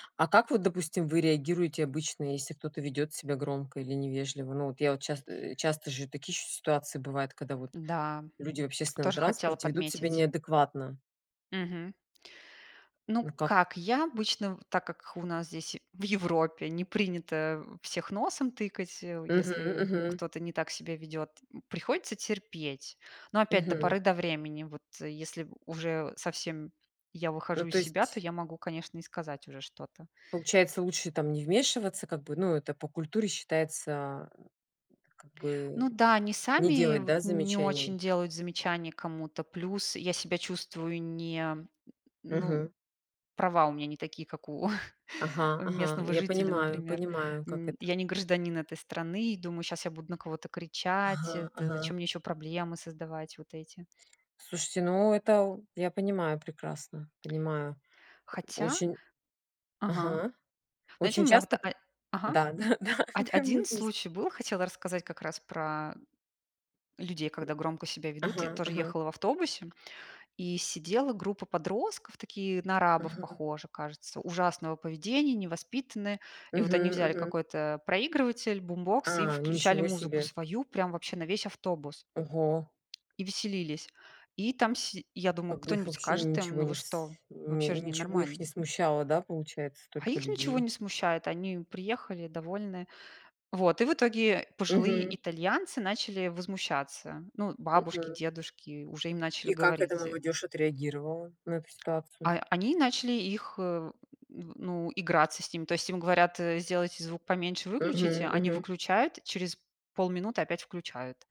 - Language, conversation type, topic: Russian, unstructured, Что вас выводит из себя в общественном транспорте?
- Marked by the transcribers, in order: other background noise; chuckle; tapping; chuckle